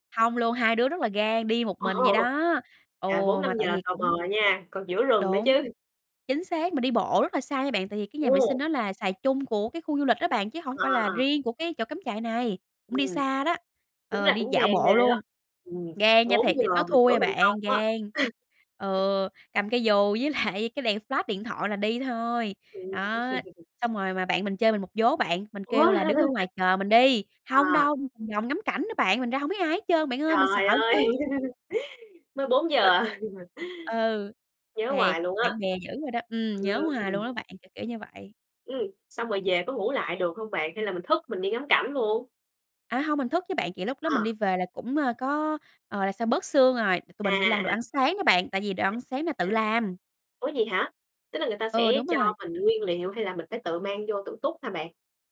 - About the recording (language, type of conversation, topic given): Vietnamese, podcast, Bạn có thể kể về một trải nghiệm gần gũi với thiên nhiên không?
- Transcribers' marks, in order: laughing while speaking: "Ồ"; other background noise; tapping; laughing while speaking: "với lại"; laugh; other noise; in English: "flash"; chuckle; laugh; distorted speech; laughing while speaking: "ơi"; laugh; laughing while speaking: "Ừm"